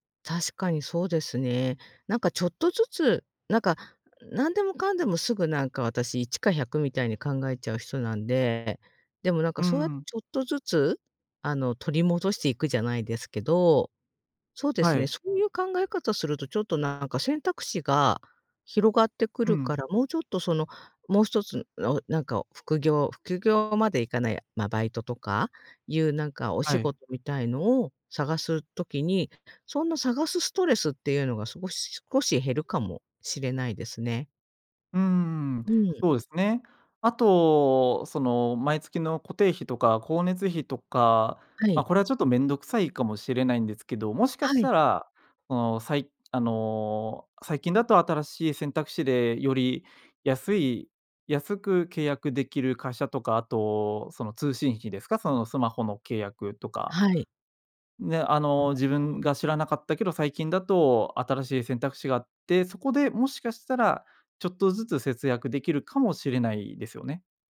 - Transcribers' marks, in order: none
- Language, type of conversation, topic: Japanese, advice, 毎月赤字で貯金が増えないのですが、どうすれば改善できますか？